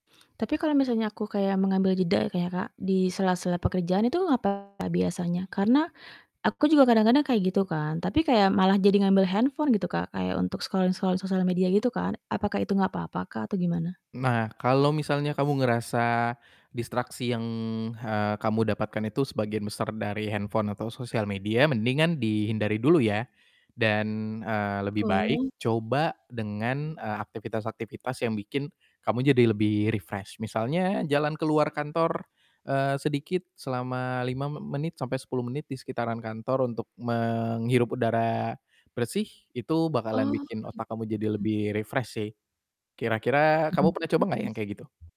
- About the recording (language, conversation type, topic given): Indonesian, advice, Bagaimana cara mengatasi rasa mudah kewalahan dan sulit fokus saat harus menyelesaikan banyak tugas?
- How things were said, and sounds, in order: distorted speech; in English: "scrolling-scrolling"; in English: "refresh"; other background noise; in English: "refresh"; tapping